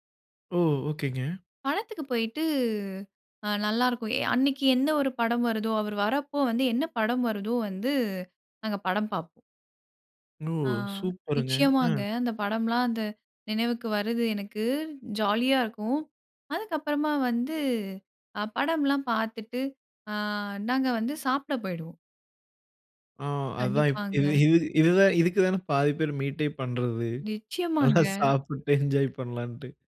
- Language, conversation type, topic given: Tamil, podcast, அவருடன் உங்களுக்கு நடந்த மறக்க முடியாத தருணம் எது?
- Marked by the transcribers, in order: in English: "மெயிட்டே"; "மீட்டே" said as "மெயிட்டே"; laughing while speaking: "நல்லா சாப்பிட்டு என்ஜாய் பண்ணலான்ட்டு"